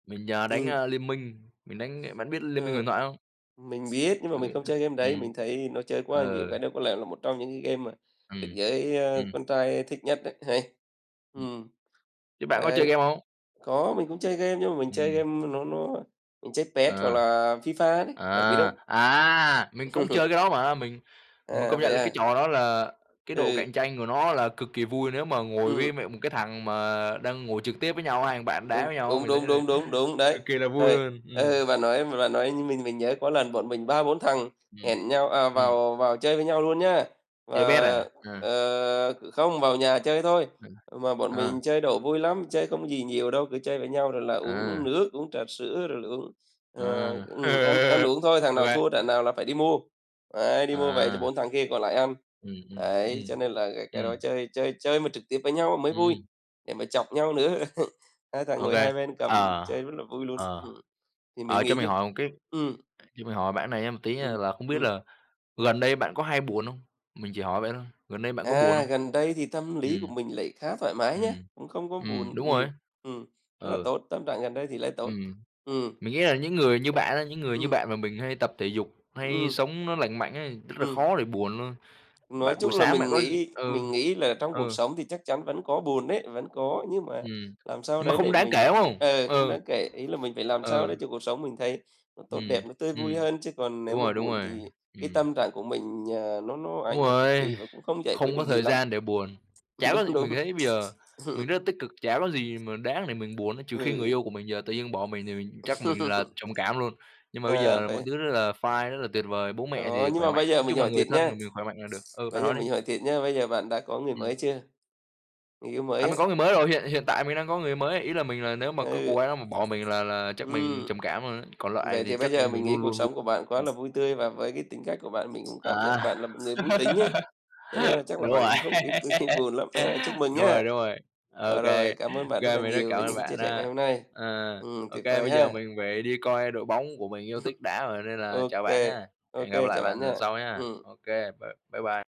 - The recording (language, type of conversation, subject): Vietnamese, unstructured, Khi buồn bã, bạn thường làm gì để cảm thấy khá hơn?
- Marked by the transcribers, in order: other background noise; other noise; tapping; laugh; laughing while speaking: "ờ"; laugh; laugh; laughing while speaking: "Đúng, đúng. Ừm"; laugh; in English: "fine"; laugh; chuckle